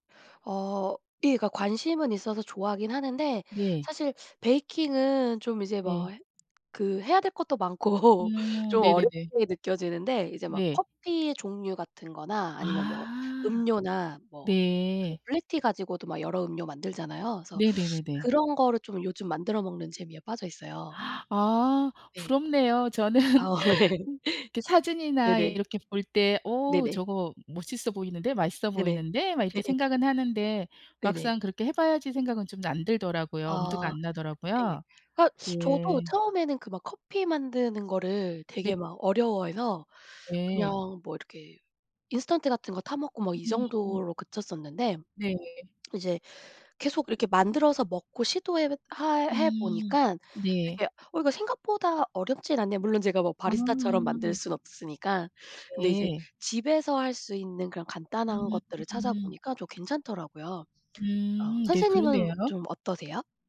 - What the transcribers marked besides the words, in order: tapping; laughing while speaking: "많고"; other background noise; laughing while speaking: "저는"; laughing while speaking: "아 예"
- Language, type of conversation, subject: Korean, unstructured, 스트레스를 해소하는 데 가장 도움이 되는 취미는 무엇인가요?